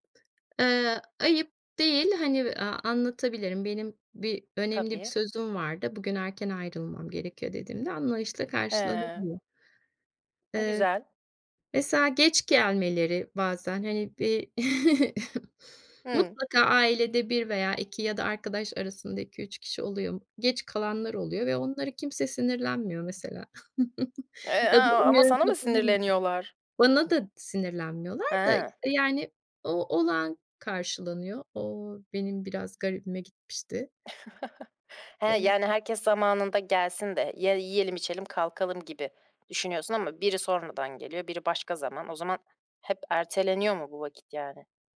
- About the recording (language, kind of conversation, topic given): Turkish, podcast, İki kültür arasında kaldığında dengeyi nasıl buluyorsun?
- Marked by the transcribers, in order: other background noise; chuckle; chuckle; unintelligible speech; chuckle